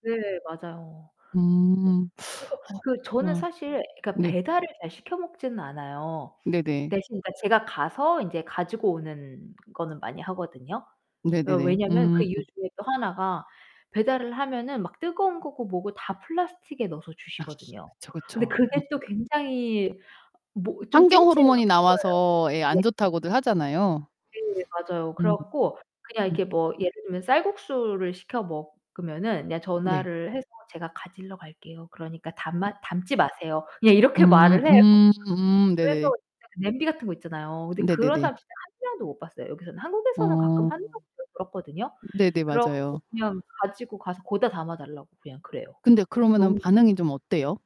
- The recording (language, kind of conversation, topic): Korean, podcast, 플라스틱 사용을 줄이기 위한 실용적인 팁은 무엇인가요?
- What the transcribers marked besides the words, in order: distorted speech; teeth sucking; other background noise; tapping; unintelligible speech